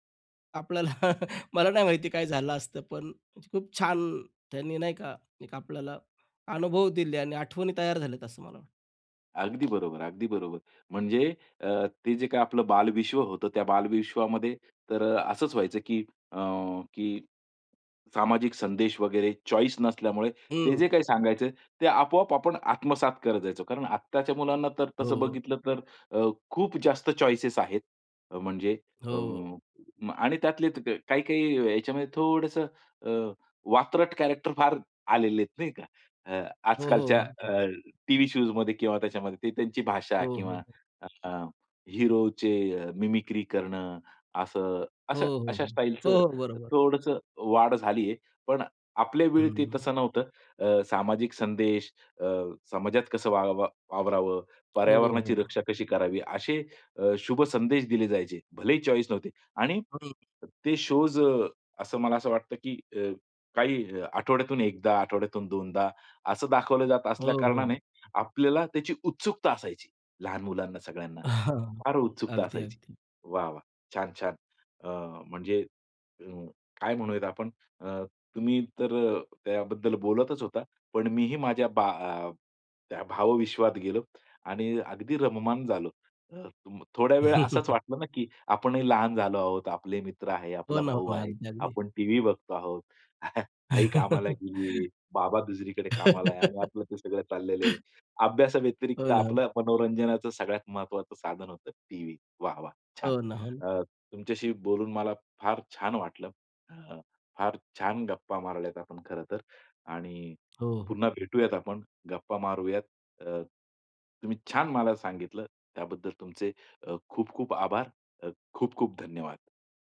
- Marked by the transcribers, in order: chuckle; tapping; in English: "चॉइस"; in English: "चॉइसेस"; horn; in English: "शोज"; in English: "चॉइस"; in English: "शोज"; other noise; chuckle; chuckle; chuckle; laugh
- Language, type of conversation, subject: Marathi, podcast, लहानपणीचा आवडता टीव्ही शो कोणता आणि का?